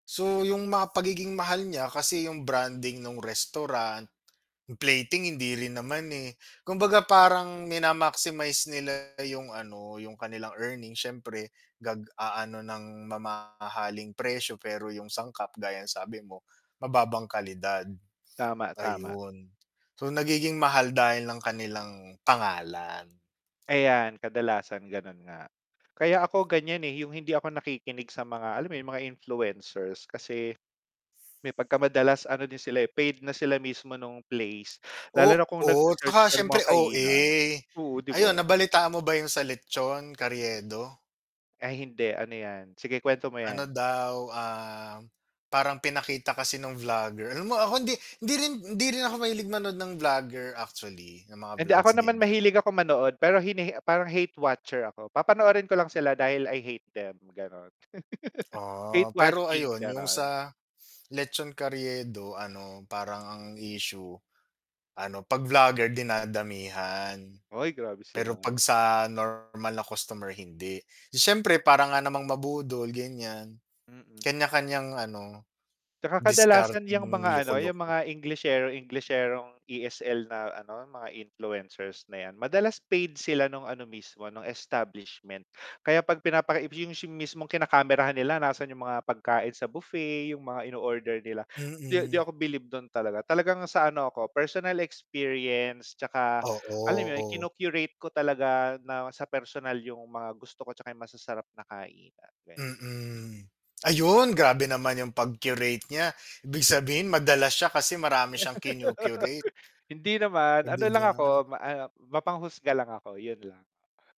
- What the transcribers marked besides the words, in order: static; distorted speech; teeth sucking; tapping; in English: "hate watcher"; chuckle; in English: "hate watching"; sniff; laugh
- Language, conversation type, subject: Filipino, unstructured, Bakit may mga pagkaing sobrang mahal pero parang wala namang halaga?